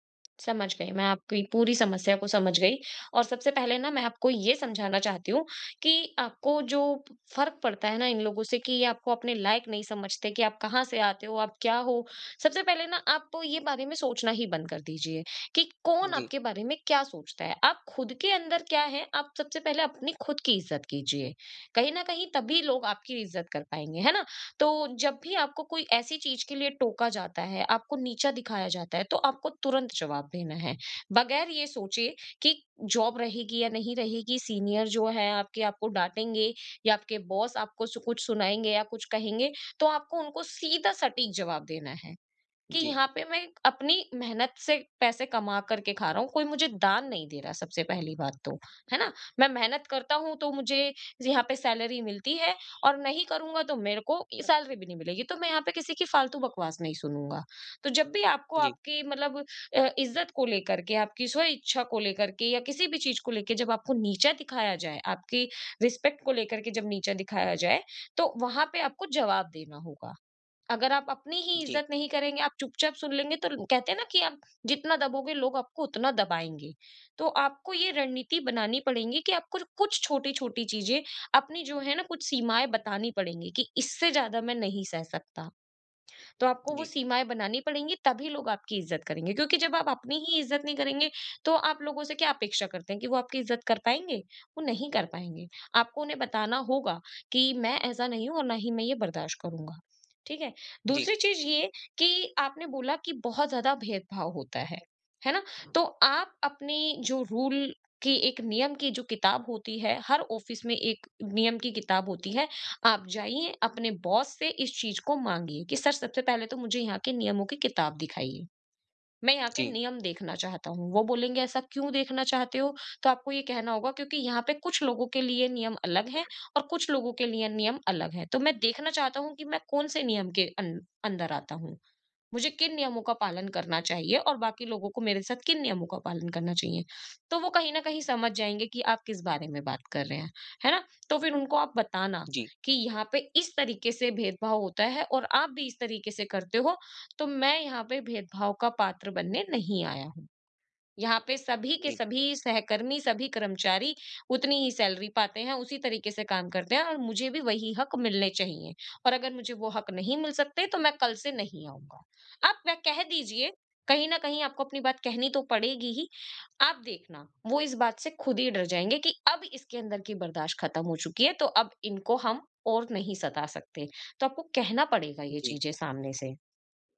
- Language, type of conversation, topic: Hindi, advice, आपको काम पर अपनी असली पहचान छिपाने से मानसिक थकान कब और कैसे महसूस होती है?
- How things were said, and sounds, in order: in English: "जॉब"; in English: "सीनियर"; in English: "बॉस"; in English: "सैलरी"; horn; in English: "सैलरी"; in English: "रिस्पेक्ट"; other background noise; in English: "रूल"; in English: "ऑफ़िस"; in English: "बॉस"; in English: "सैलरी"